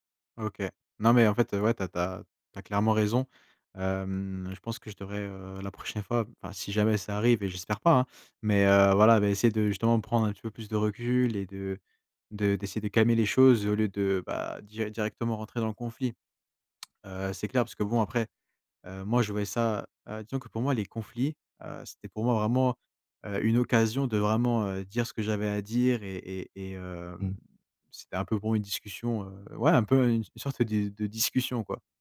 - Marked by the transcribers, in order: other background noise; tsk
- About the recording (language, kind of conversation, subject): French, advice, Comment gérer une réaction émotionnelle excessive lors de disputes familiales ?